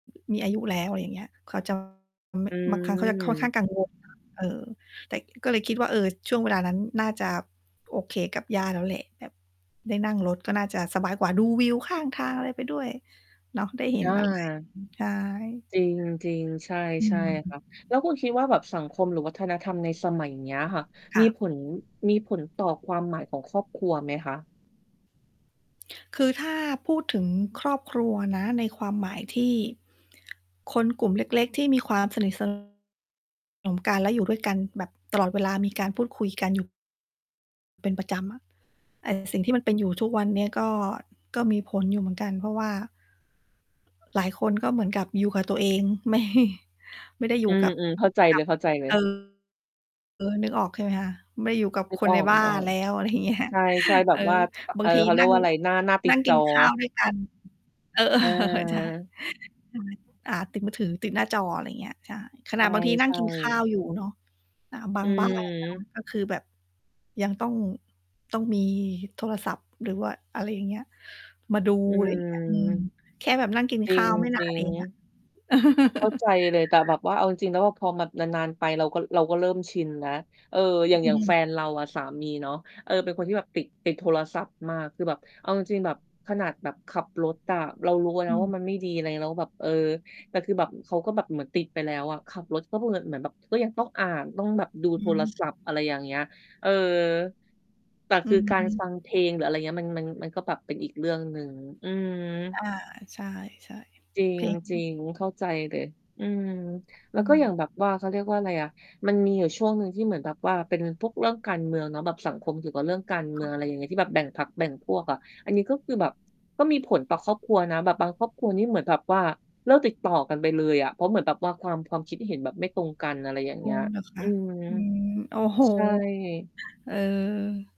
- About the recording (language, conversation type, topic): Thai, unstructured, คุณคิดว่าสิ่งที่สำคัญที่สุดในครอบครัวคืออะไร?
- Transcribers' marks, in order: other background noise; distorted speech; static; mechanical hum; tapping; laughing while speaking: "ไม่"; laughing while speaking: "เงี้ย"; chuckle; laughing while speaking: "เออ ๆ"; chuckle; chuckle; chuckle